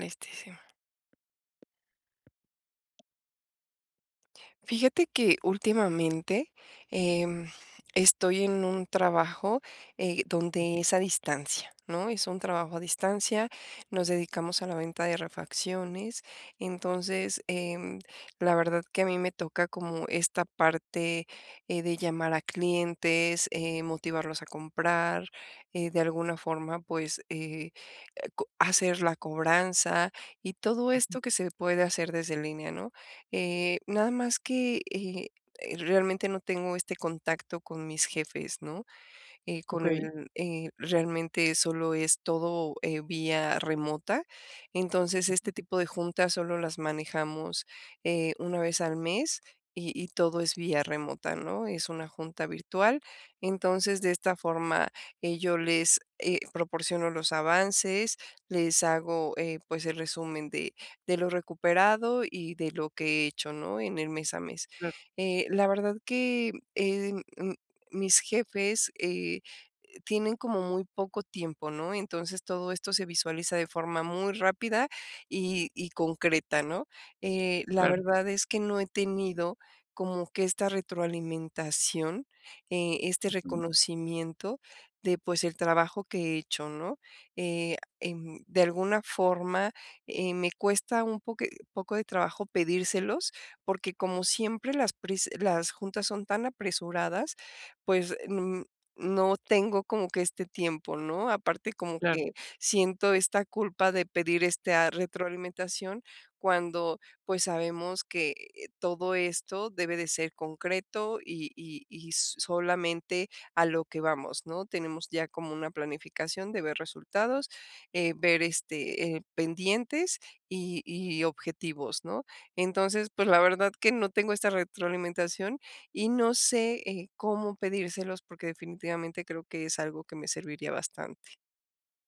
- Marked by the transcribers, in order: other background noise; tapping
- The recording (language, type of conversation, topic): Spanish, advice, ¿Cómo puedo mantener mi motivación en el trabajo cuando nadie reconoce mis esfuerzos?